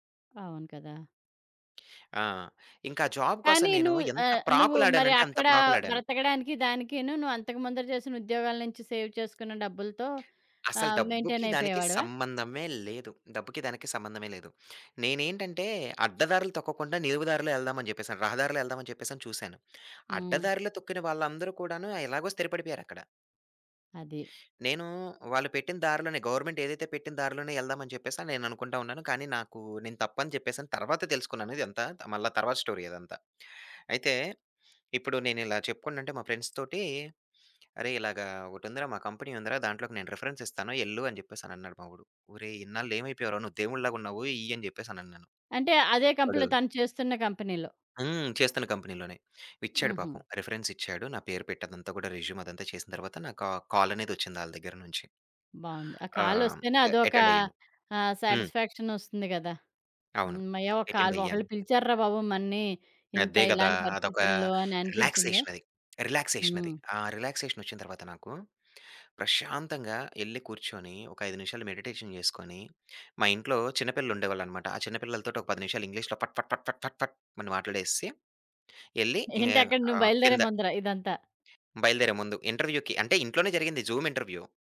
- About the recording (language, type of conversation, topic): Telugu, podcast, ఉద్యోగ భద్రతా లేదా స్వేచ్ఛ — మీకు ఏది ఎక్కువ ముఖ్యమైంది?
- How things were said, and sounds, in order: other background noise; in English: "జాబ్"; in English: "సేవ్"; in English: "మెయింటైన్"; in English: "గవర్నమెంట్"; in English: "స్టోరీ"; in English: "ఫ్రెండ్స్ తోటి"; in English: "కంపెనీ"; in English: "కంపెనీలో"; in English: "కంపెనీలో"; in English: "కంపెనీలోనే"; in English: "రెజ్యూమ్"; in English: "మెడిటేషన్"; in English: "ఇంటర్వ్యూకి"; in English: "జూమ్ ఇంటర్వ్యూ"